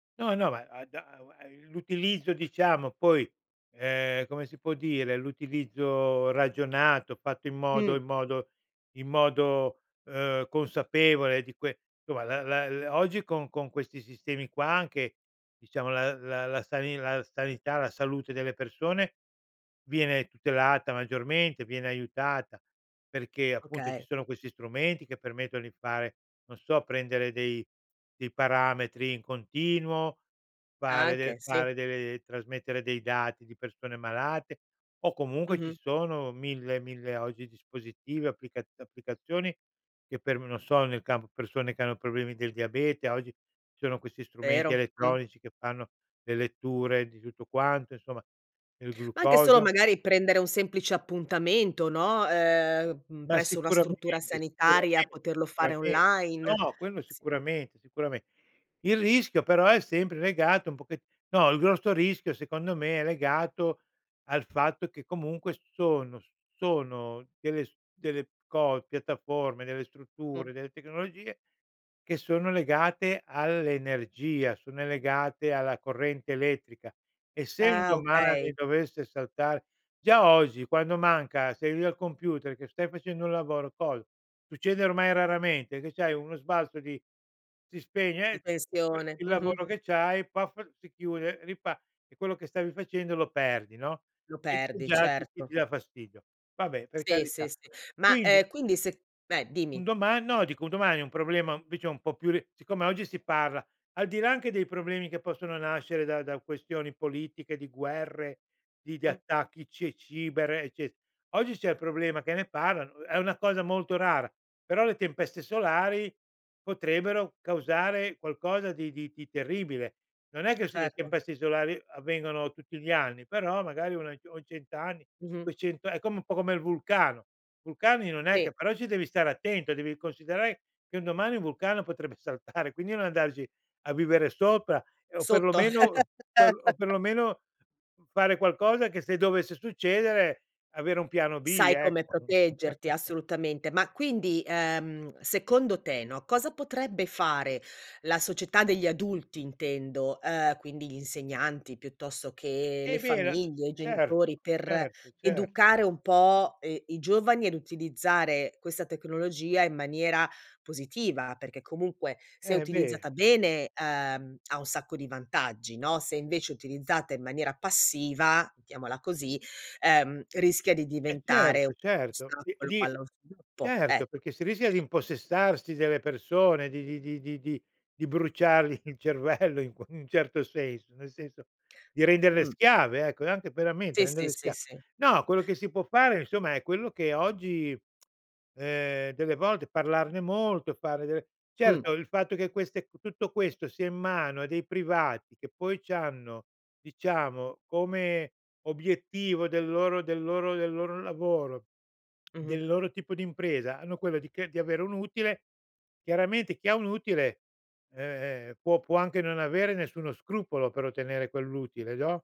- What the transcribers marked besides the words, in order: "insomma" said as "toma"; "sono" said as "ono"; unintelligible speech; unintelligible speech; "invece" said as "vece"; "Sì" said as "pì"; laughing while speaking: "saltare"; laugh; chuckle; "mettiamola" said as "tiamola"; laughing while speaking: "bruciargli il cervello in qu"
- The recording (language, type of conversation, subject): Italian, podcast, In che modo la tecnologia ha cambiato il tuo modo di imparare?